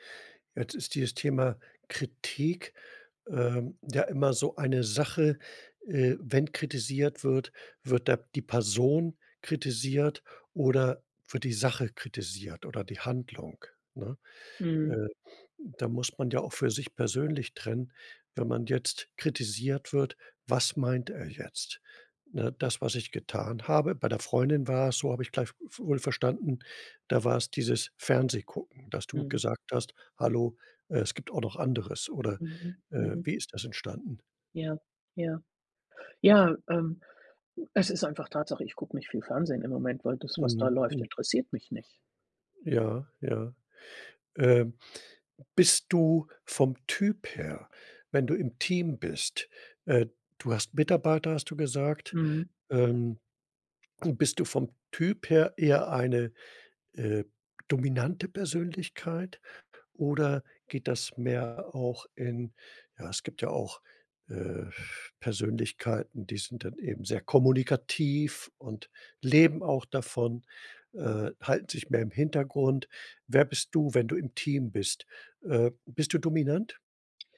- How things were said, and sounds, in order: other background noise
- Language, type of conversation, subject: German, advice, Wie gehst du damit um, wenn du wiederholt Kritik an deiner Persönlichkeit bekommst und deshalb an dir zweifelst?